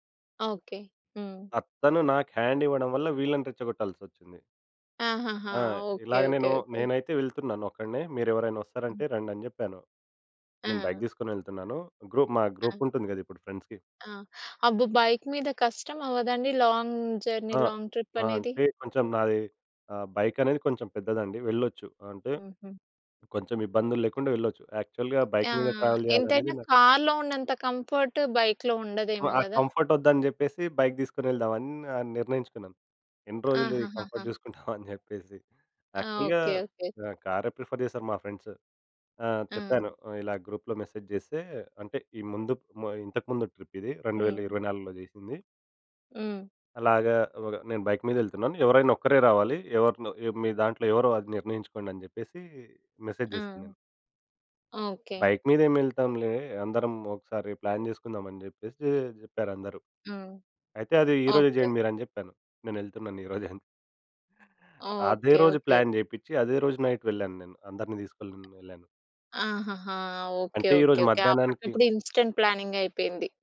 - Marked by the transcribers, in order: in English: "హ్యాండ్"; other noise; in English: "బైక్"; in English: "గ్రూప్"; in English: "గ్రూప్"; in English: "ఫ్రెండ్స్‌కి"; in English: "బైక్"; in English: "లాంగ్ జర్నీ లాంగ్ ట్రిప్"; other background noise; in English: "బైక్"; in English: "యాక్చువల్‌గా బైక్"; tapping; in English: "ట్రావెల్"; in English: "కార్‌లో"; in English: "కంఫర్ట్ బైక్‌లో"; in English: "కంఫర్ట్"; laughing while speaking: "కంఫర్ట్ జూసుకుంటాం అని చెప్పేసి"; in English: "కంఫర్ట్"; in English: "యాక్చువల్‌గ"; in English: "ప్రిఫర్"; in English: "ఫ్రెండ్స్"; in English: "గ్రూప్‌లో మెసేజ్"; in English: "ట్రిప్"; in English: "బైక్"; in English: "మెసేజ్"; in English: "బైక్"; in English: "ప్లాన్"; in English: "ప్లాన్"; in English: "నైట్"; unintelligible speech; in English: "ఇన్స్టంట్ ప్లానింగ్"
- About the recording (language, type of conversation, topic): Telugu, podcast, ఆసక్తి కోల్పోతే మీరు ఏ చిట్కాలు ఉపయోగిస్తారు?